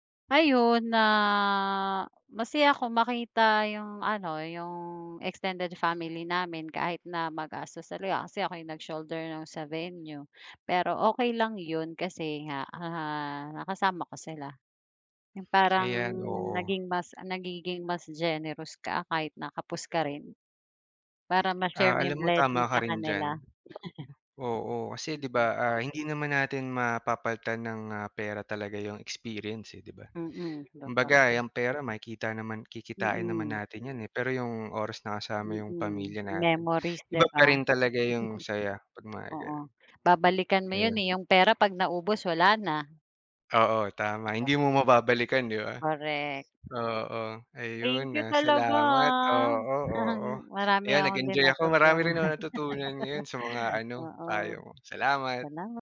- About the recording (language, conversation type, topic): Filipino, unstructured, Ano ang pinakamasayang alaala mo noong bakasyon?
- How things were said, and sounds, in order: drawn out: "na"; lip smack; laugh; chuckle; chuckle; laughing while speaking: "natutuhan"; laugh